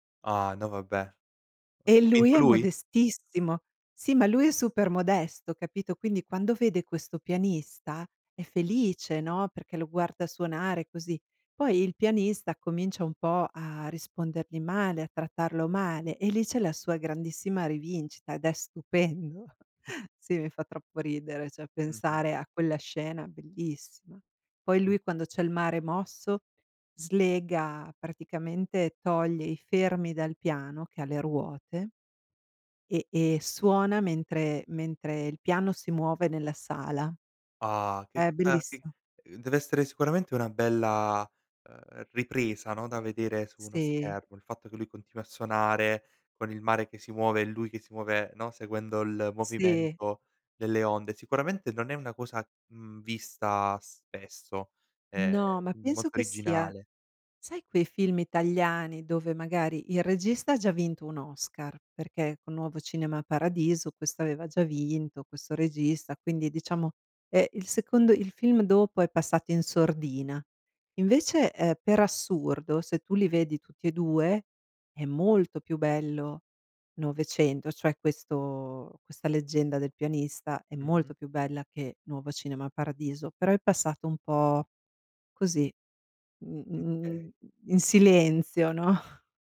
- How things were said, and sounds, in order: other background noise; chuckle; "cioè" said as "ceh"; scoff
- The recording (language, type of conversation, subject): Italian, podcast, Quale film ti fa tornare subito indietro nel tempo?